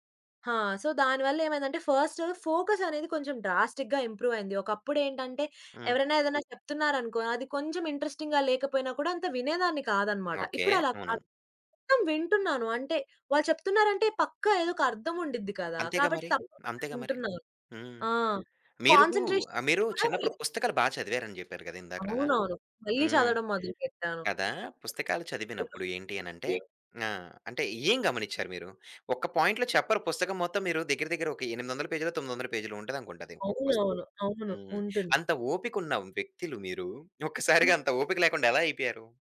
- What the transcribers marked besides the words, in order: in English: "సో"; in English: "ఫస్ట్ ఫోకస్"; in English: "డ్రాస్టిక్‌గా ఇంప్రూవ్"; other background noise; in English: "ఇంట్రెస్టింగ్‌గా"; in English: "కాన్సంట్రేషన్"; in English: "పాయింట్‌లో"; background speech; laughing while speaking: "ఒక్కసారిగా అంత ఓపిక లేకుండా ఎలా అయిపోయారు?"
- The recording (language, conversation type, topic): Telugu, podcast, మీ స్క్రీన్ టైమ్‌ను నియంత్రించడానికి మీరు ఎలాంటి పరిమితులు లేదా నియమాలు పాటిస్తారు?